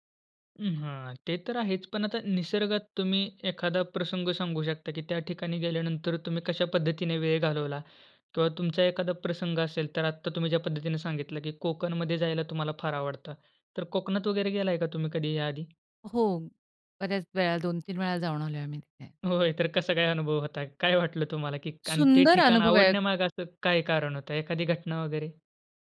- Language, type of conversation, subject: Marathi, podcast, निसर्गात वेळ घालवण्यासाठी तुमची सर्वात आवडती ठिकाणे कोणती आहेत?
- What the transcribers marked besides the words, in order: laughing while speaking: "होय, तर कसा काय अनुभव होता? काय वाटलं तुम्हाला?"